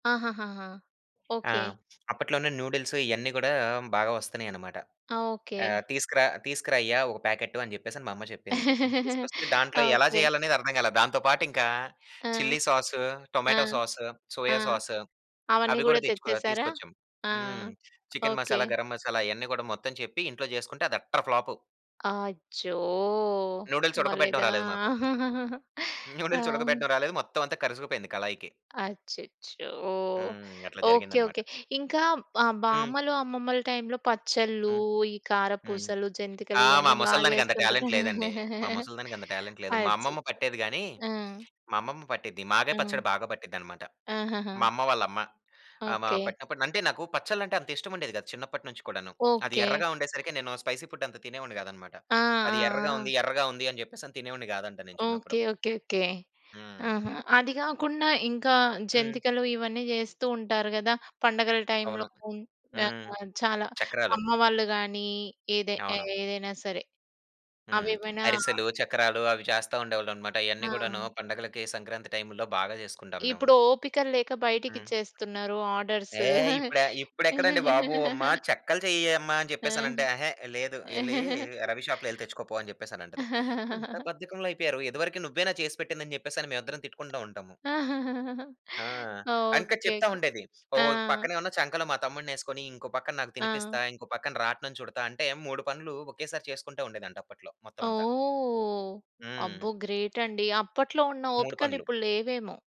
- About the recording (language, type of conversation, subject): Telugu, podcast, మీ చిన్నప్పటి ఆహారానికి సంబంధించిన ఒక జ్ఞాపకాన్ని మాతో పంచుకుంటారా?
- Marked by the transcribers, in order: in English: "నూడిల్స్"; laugh; in English: "అట్టర్"; in English: "నూడిల్స్"; chuckle; in English: "న్యూడిల్స్"; in English: "టాలెంట్"; in English: "టాలెంట్"; chuckle; in English: "స్పైసీ ఫుడ్"; other background noise; unintelligible speech; laugh; chuckle; chuckle; chuckle; in English: "గ్రేట్"